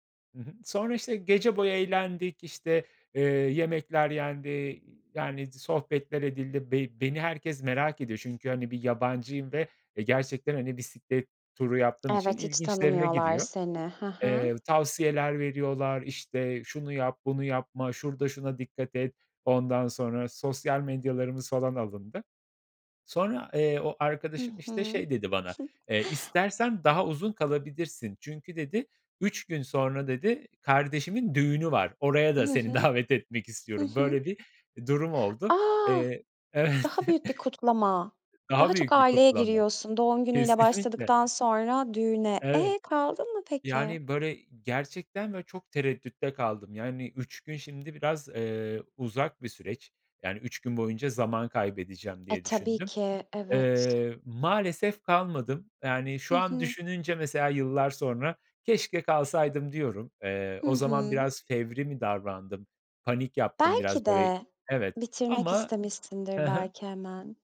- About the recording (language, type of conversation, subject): Turkish, podcast, Seyahatin sırasında karşılaştığın en misafirperver insanı anlatır mısın?
- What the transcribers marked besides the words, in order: other background noise; tapping; chuckle; laughing while speaking: "davet"; laughing while speaking: "evet"; laughing while speaking: "Kesinlikle"